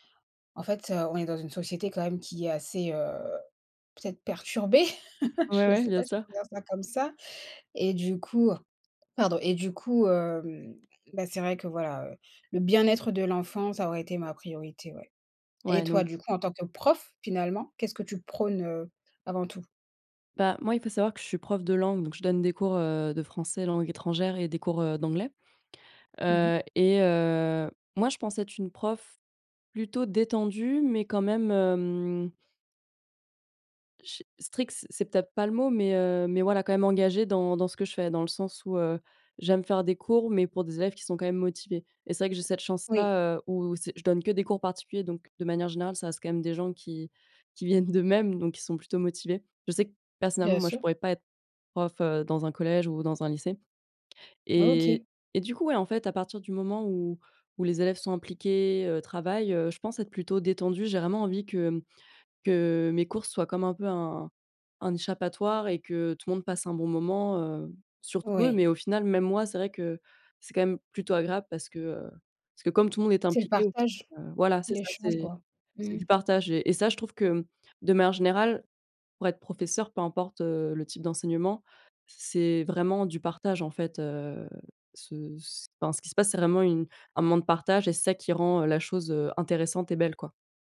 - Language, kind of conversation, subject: French, unstructured, Qu’est-ce qui fait un bon professeur, selon toi ?
- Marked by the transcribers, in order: chuckle; other background noise; unintelligible speech